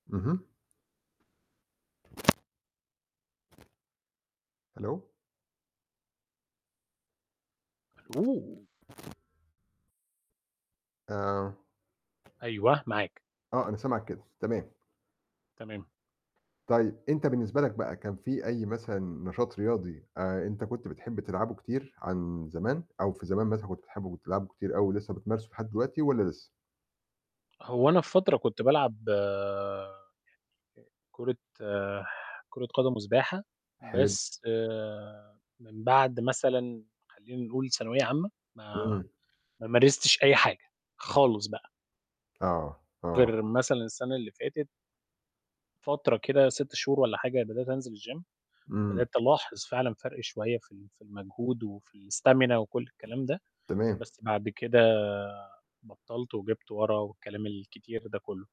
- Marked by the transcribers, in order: mechanical hum; distorted speech; other background noise; in English: "الgym"; in English: "الstamina"
- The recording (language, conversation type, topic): Arabic, unstructured, إيه كان شعورك لما حققت هدف رياضي كنت بتسعى له؟